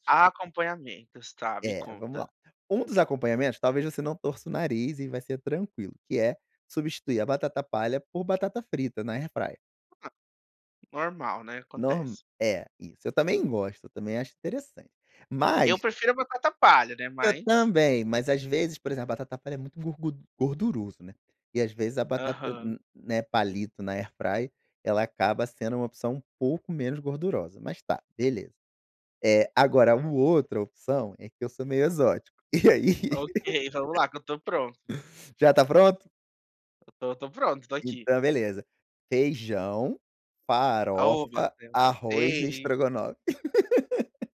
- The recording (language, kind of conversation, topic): Portuguese, podcast, Qual erro culinário virou uma descoberta saborosa para você?
- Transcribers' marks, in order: laugh; tapping; laugh